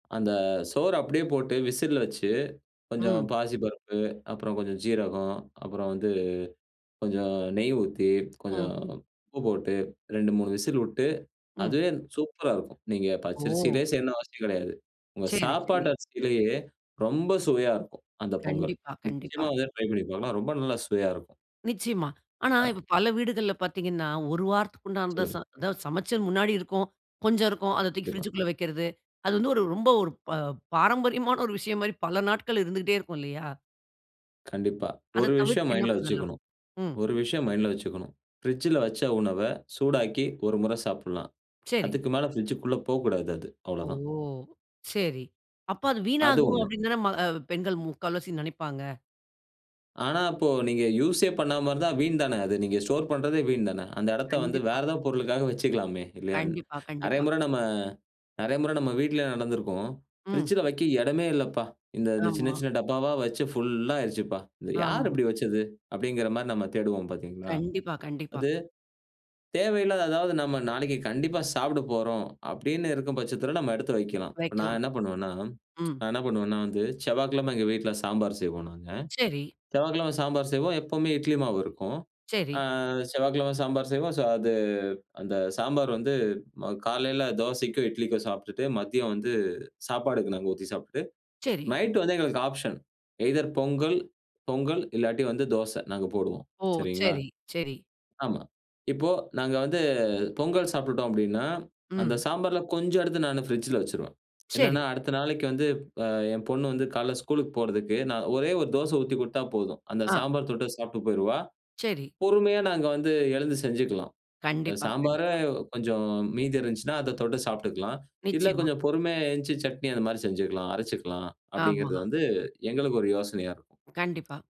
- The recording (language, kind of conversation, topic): Tamil, podcast, உணவு வீணாவதைத் தவிர்க்க நாம் என்னென்ன வழிகளைப் பயன்படுத்தலாம்?
- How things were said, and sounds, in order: in English: "பிரிட்ஜ்க்குள்ள"; in English: "பிரிட்ஜ்ல"; in English: "பிரிட்ஜ்க்குள்ள"; in English: "ஸ்டோர்"; in English: "பிரிட்ஜ்ல"; in English: "எய்தர்"; in English: "பிரிட்ஜ்ல"; "எந்திரிச்சு" said as "எந்துச்சு"; other background noise